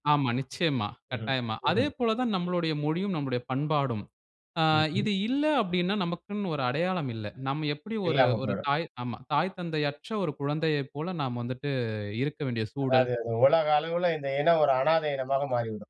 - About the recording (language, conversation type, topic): Tamil, podcast, கலாச்சார நிகழ்ச்சிகளில் இளம் தலைமுறையைச் சிறப்பாக ஈடுபடுத்த என்ன செய்யலாம்?
- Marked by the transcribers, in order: drawn out: "வந்துட்டு"